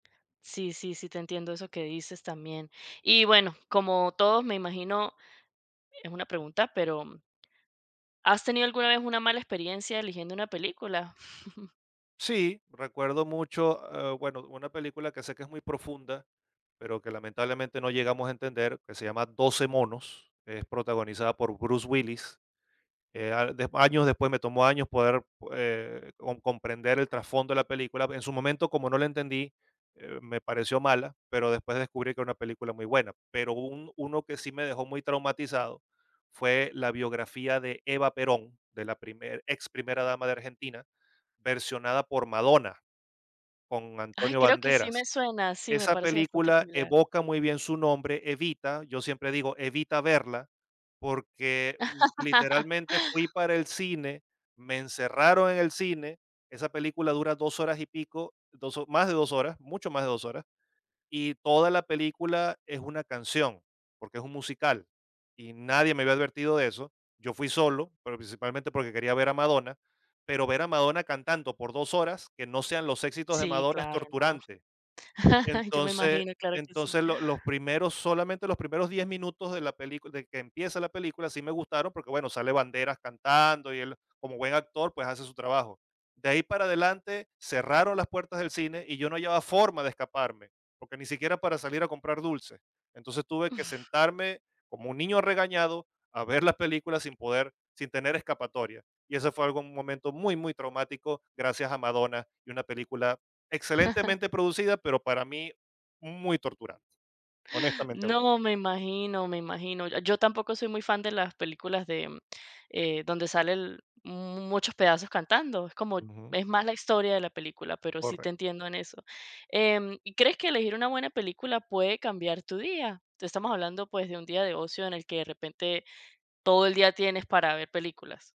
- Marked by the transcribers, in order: giggle; laugh; laugh; other noise; laugh
- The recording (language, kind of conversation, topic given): Spanish, podcast, ¿Cómo eliges qué películas ver cuando tienes tiempo libre?
- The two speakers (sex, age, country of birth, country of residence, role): female, 30-34, Venezuela, United States, host; male, 50-54, Venezuela, Poland, guest